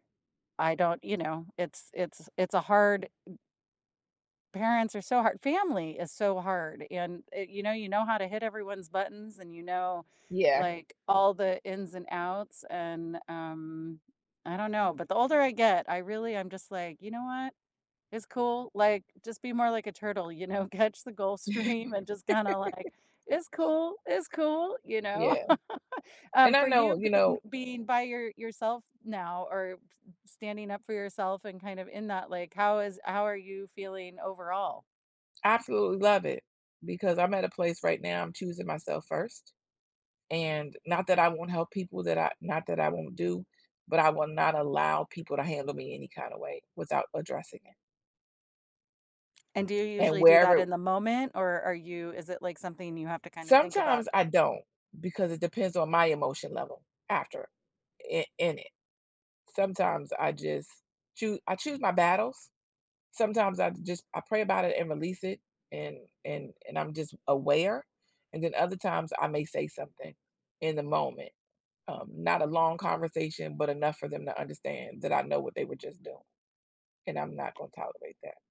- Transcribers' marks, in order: stressed: "family"; tapping; chuckle; laughing while speaking: "know?"; laughing while speaking: "Stream"; laugh; other background noise
- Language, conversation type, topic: English, unstructured, Have you ever felt manipulated during a conversation, and how did you respond?
- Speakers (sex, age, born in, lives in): female, 50-54, United States, United States; female, 60-64, United States, United States